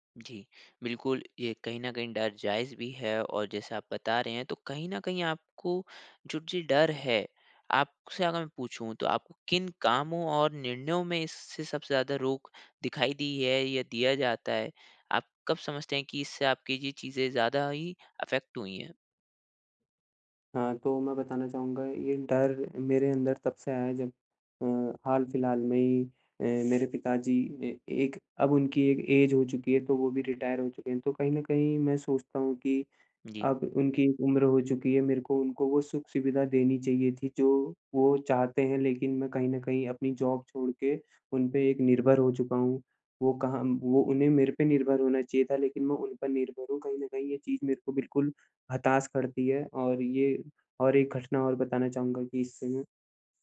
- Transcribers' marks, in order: in English: "अफेक्ट"; other background noise; in English: "ऐज"; in English: "रिटायर"; in English: "जॉब"
- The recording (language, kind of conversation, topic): Hindi, advice, असफलता का डर मेरा आत्मविश्वास घटा रहा है और मुझे पहला कदम उठाने से रोक रहा है—मैं क्या करूँ?